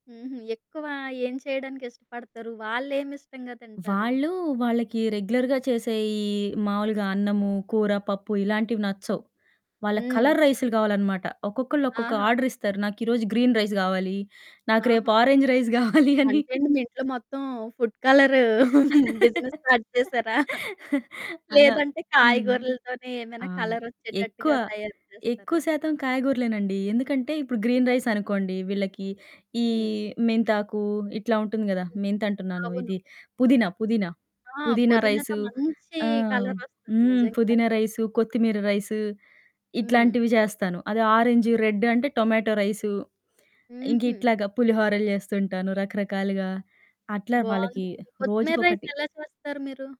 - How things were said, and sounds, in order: in English: "రెగ్యులర్‌గా"; in English: "కలర్"; other background noise; in English: "గ్రీన్ రైస్"; in English: "ఆరంజ్ రైస్"; laughing while speaking: "గావాలి అని"; in English: "ఫుడ్"; laugh; laughing while speaking: "బిజినెస్ స్టార్ట్"; in English: "బిజినెస్ స్టార్ట్"; in English: "గ్రీన్ రైస్"; in English: "రైస్"
- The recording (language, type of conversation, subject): Telugu, podcast, స్కూల్ లేదా ఆఫీస్‌కు తీసుకెళ్లే లంచ్‌లో మంచి ఎంపికలు ఏమేమి ఉంటాయి?